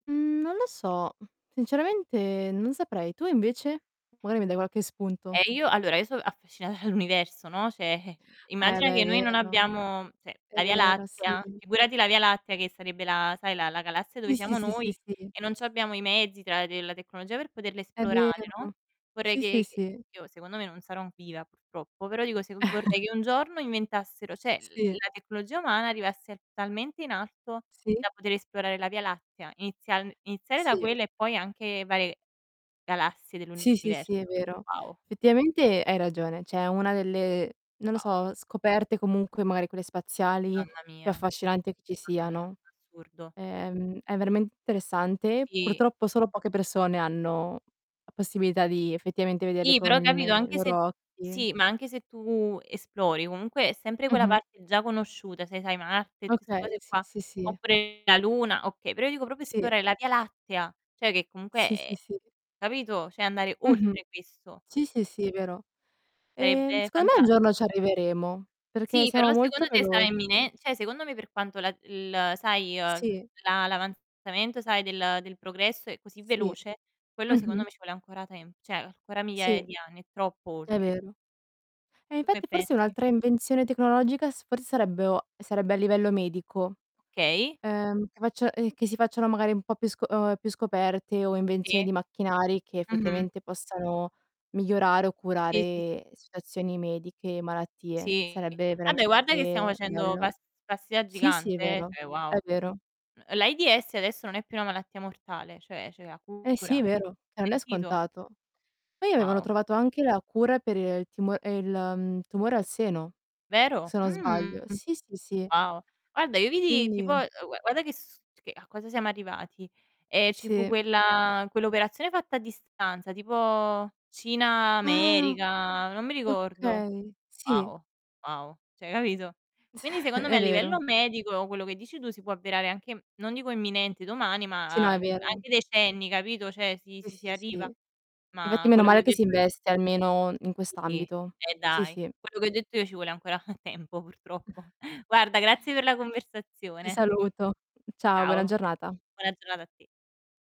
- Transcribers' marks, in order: other noise; other background noise; laughing while speaking: "affascinata"; "cioè" said as "ceh"; "cioè" said as "ceh"; distorted speech; tapping; "esplorare" said as "esplorale"; chuckle; "che" said as "ghe"; "cioè" said as "ceh"; "Effettivamente" said as "Fettivamente"; "cioè" said as "ceh"; static; "proprio" said as "propio"; "cioè" said as "ceh"; "cioè" said as "ceh"; stressed: "oltre"; "cioè" said as "ceh"; "cioè" said as "ceh"; "ancora" said as "arcora"; "Okay" said as "Chei"; "Vabbè" said as "abbè"; "cioè" said as "ceh"; "cioè" said as "ceh"; chuckle; "cioè" said as "ceh"; "Infatti" said as "Ivatti"; chuckle
- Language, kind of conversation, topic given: Italian, unstructured, Quale invenzione tecnologica ti rende più felice?